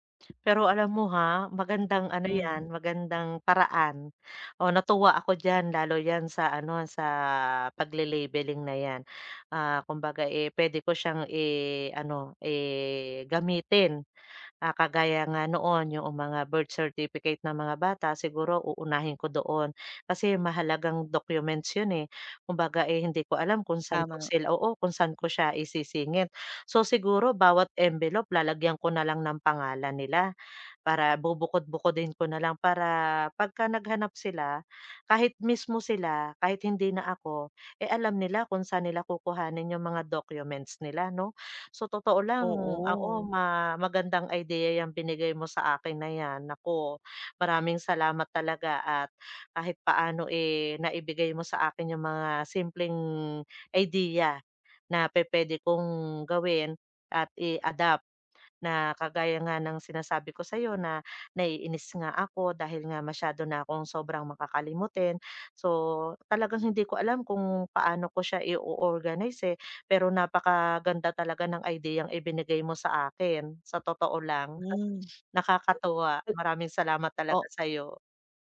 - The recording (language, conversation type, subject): Filipino, advice, Paano ko maaayos ang aking lugar ng trabaho kapag madalas nawawala ang mga kagamitan at kulang ang oras?
- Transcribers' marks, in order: tapping